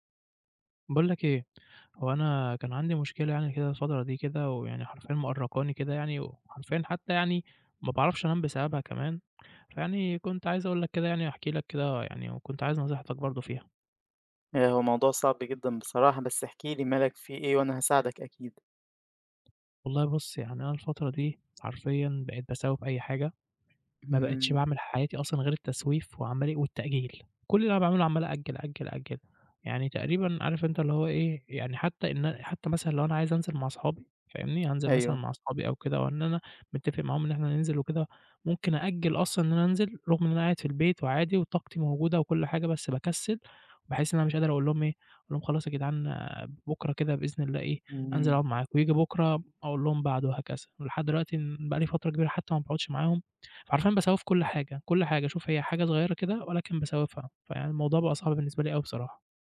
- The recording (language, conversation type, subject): Arabic, advice, إزاي بتتعامل مع التسويف وتأجيل الحاجات المهمة؟
- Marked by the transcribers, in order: tapping